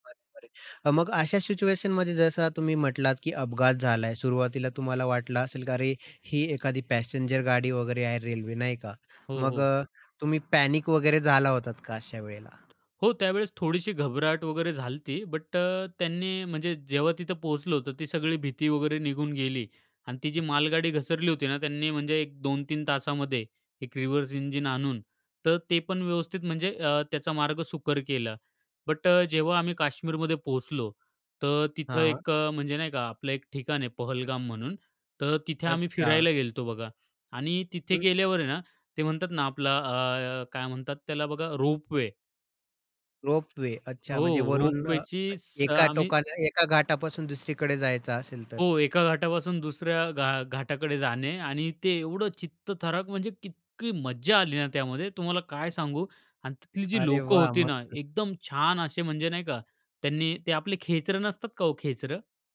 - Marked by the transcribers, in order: tapping; other background noise; in English: "रिव्हर्स"; wind; background speech
- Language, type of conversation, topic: Marathi, podcast, प्रवासात तुमच्यासोबत कधी काही अनपेक्षित घडलं आहे का?